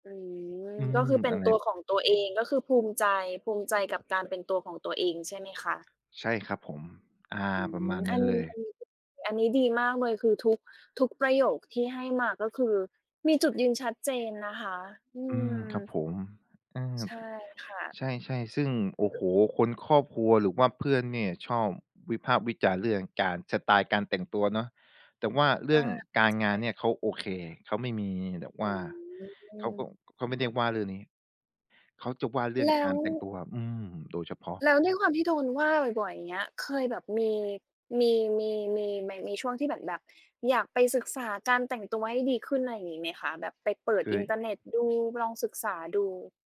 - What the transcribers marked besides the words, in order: other background noise; tapping; other noise
- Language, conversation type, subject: Thai, podcast, คุณเคยโดนวิจารณ์เรื่องสไตล์ไหม แล้วรับมือยังไง?